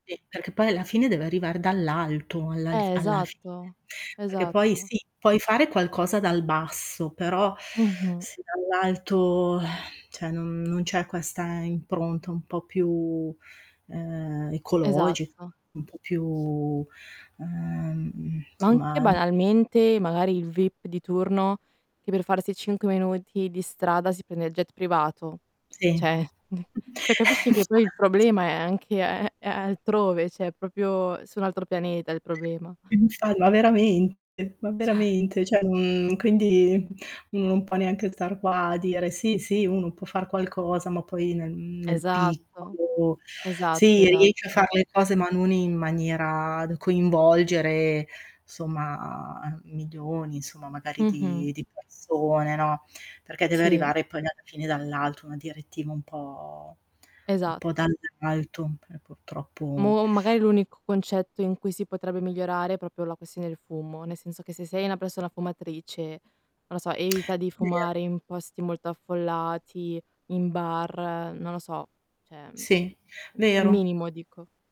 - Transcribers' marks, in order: static; distorted speech; sigh; other background noise; "cioè" said as "ceh"; laughing while speaking: "Eh, infatti"; "cioè" said as "ceh"; "proprio" said as "propio"; laughing while speaking: "ceh"; "Cioè" said as "ceh"; "cioè" said as "ceh"; lip smack; "proprio" said as "propio"; "cioè" said as "ceh"
- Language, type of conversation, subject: Italian, unstructured, Che cosa diresti a chi ignora l’inquinamento atmosferico?